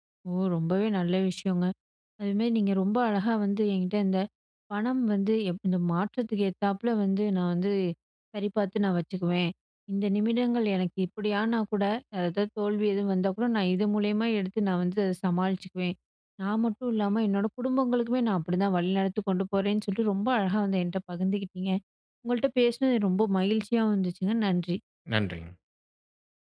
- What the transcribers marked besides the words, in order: none
- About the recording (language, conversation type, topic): Tamil, podcast, மாற்றம் நடந்த காலத்தில் உங்கள் பணவரவு-செலவுகளை எப்படிச் சரிபார்த்து திட்டமிட்டீர்கள்?